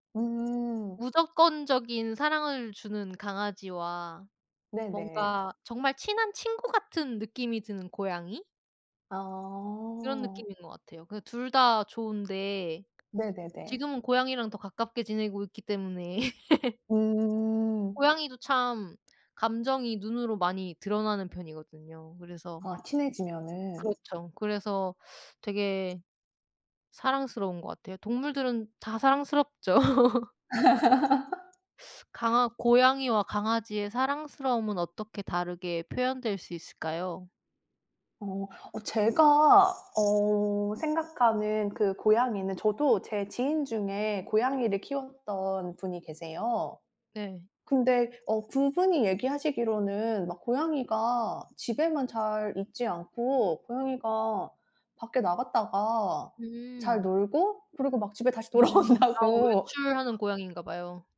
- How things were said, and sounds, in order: other background noise; laughing while speaking: "때문에"; laughing while speaking: "사랑스럽죠"; laugh; laughing while speaking: "돌아온다고"
- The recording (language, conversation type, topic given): Korean, unstructured, 고양이와 강아지 중 어떤 반려동물이 더 사랑스럽다고 생각하시나요?